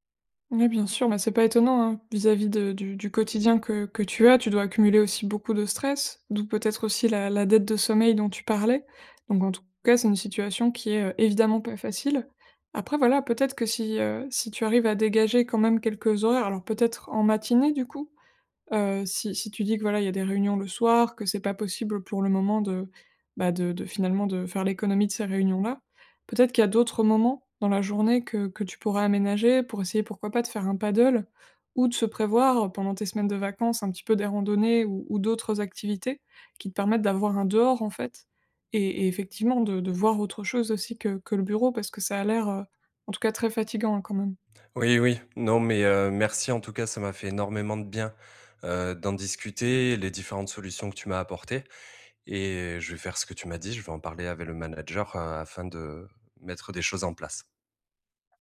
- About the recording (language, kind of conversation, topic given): French, advice, Comment l’épuisement professionnel affecte-t-il votre vie personnelle ?
- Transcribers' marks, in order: other background noise